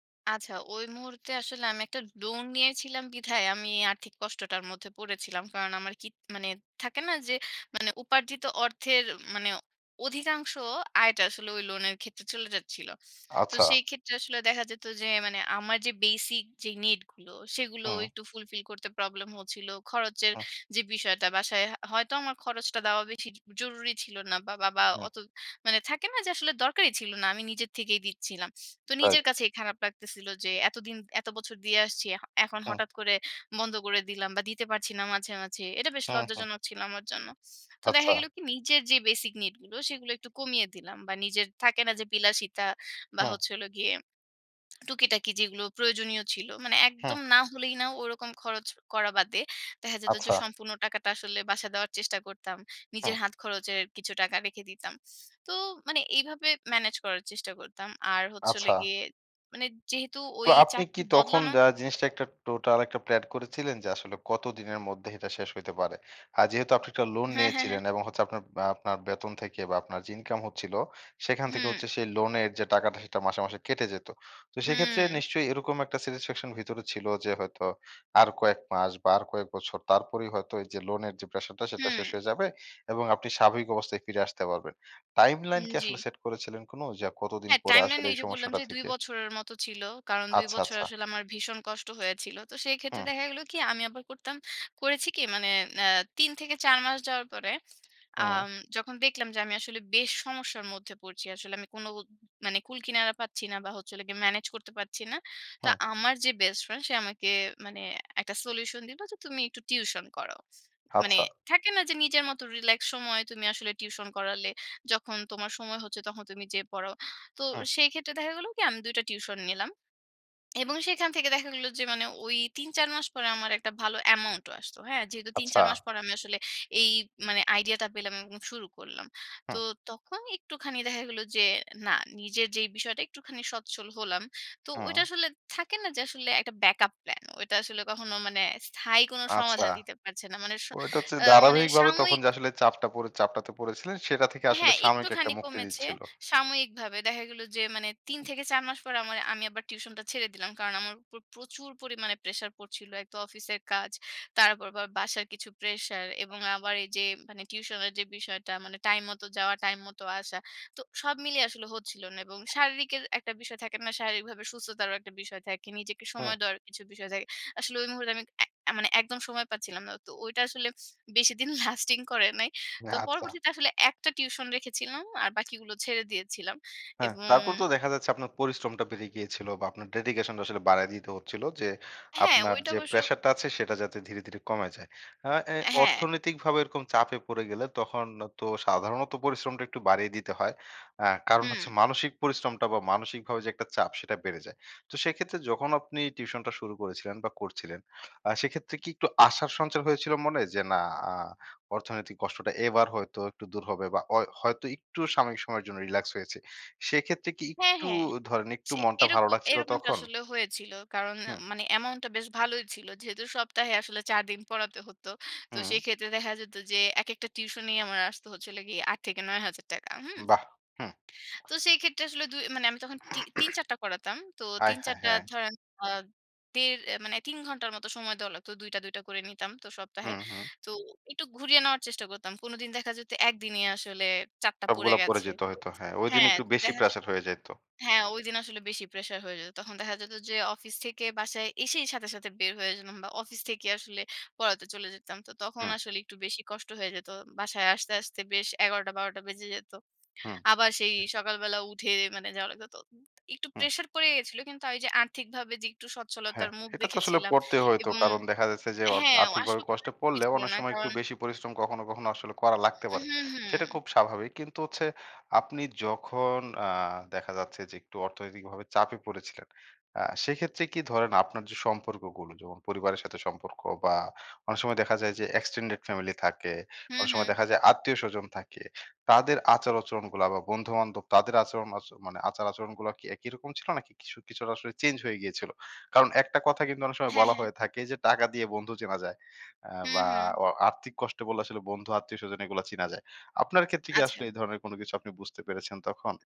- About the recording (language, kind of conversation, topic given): Bengali, podcast, আর্থিক কষ্টে মানসিকভাবে টিকে থাকতে কী করো?
- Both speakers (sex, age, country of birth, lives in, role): female, 30-34, Bangladesh, Bangladesh, guest; male, 25-29, Bangladesh, Bangladesh, host
- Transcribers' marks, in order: in English: "basic"; in English: "need"; in English: "fulfill"; in English: "basic need"; tapping; in English: "satisfaction"; in English: "timeline"; in English: "timeline"; in English: "solution"; in English: "amount"; in English: "backup plan"; "ধারাবাহিকভাবে" said as "দারাবাহিকভাবে"; scoff; in English: "lasting"; in English: "dedication"; in English: "amount"; throat clearing; "যেতাম" said as "জেনাম"; in English: "extended"